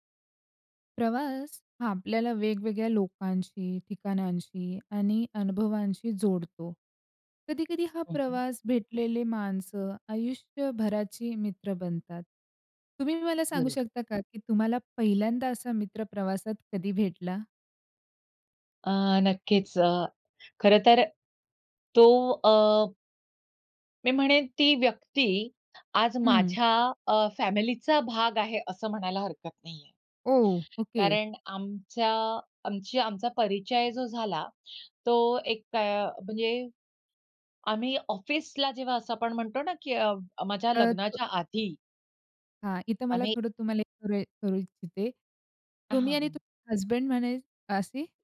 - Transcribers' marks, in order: other noise; surprised: "ओह!"; tapping; unintelligible speech; "म्हणजे" said as "मनेज"
- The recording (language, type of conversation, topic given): Marathi, podcast, प्रवासात भेटलेले मित्र दीर्घकाळ टिकणारे जिवलग मित्र कसे बनले?